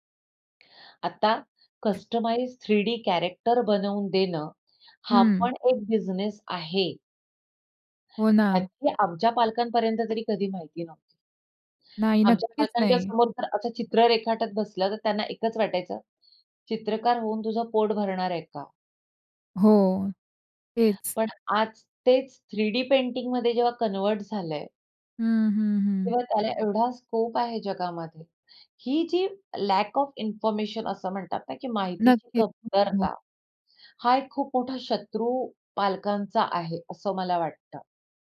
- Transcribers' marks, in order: in English: "कस्टमाइज्ड थ्रीडी कॅरेक्टर"; other background noise; in English: "थ्रीडी पेंटिंगमध्ये"; in English: "कन्व्हर्ट"; in English: "स्कोप"; in English: "लॅक ऑफ इंन्फॉरमेशन"
- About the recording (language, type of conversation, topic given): Marathi, podcast, आई-वडिलांना तुमच्या करिअरबाबत कोणत्या अपेक्षा असतात?